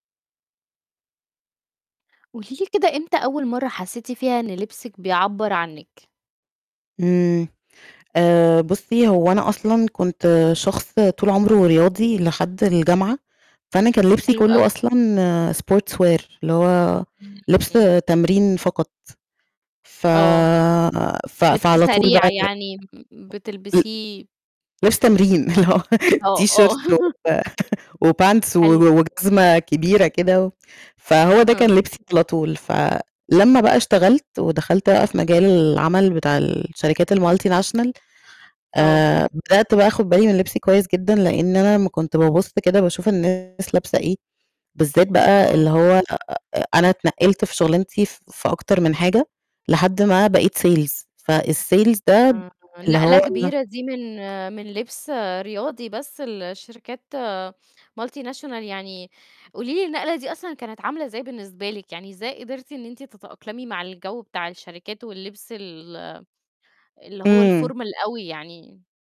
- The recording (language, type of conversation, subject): Arabic, podcast, احكيلي عن أول مرة حسّيتي إن لبسك بيعبر عنك؟
- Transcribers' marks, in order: distorted speech; in English: "sportswear"; other noise; laughing while speaking: "اللي هو"; in English: "تيشيرت"; laugh; in English: "وpants"; unintelligible speech; laugh; in English: "الmultinational"; in English: "sales. فالsales"; tapping; in English: "multinational"; in English: "الformal"